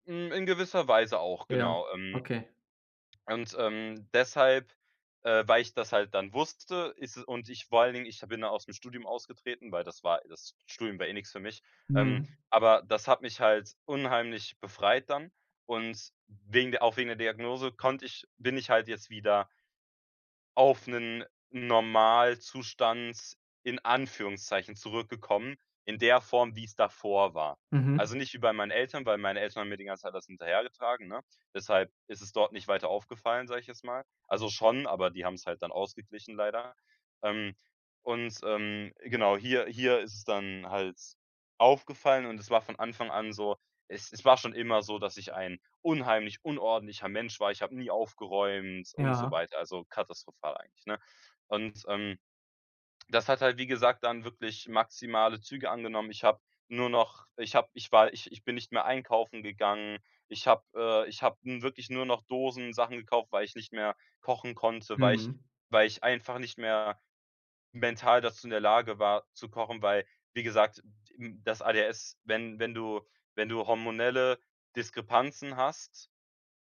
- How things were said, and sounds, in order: other background noise; stressed: "davor"
- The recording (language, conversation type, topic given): German, advice, Wie kann ich meine eigenen Erfolge im Team sichtbar und angemessen kommunizieren?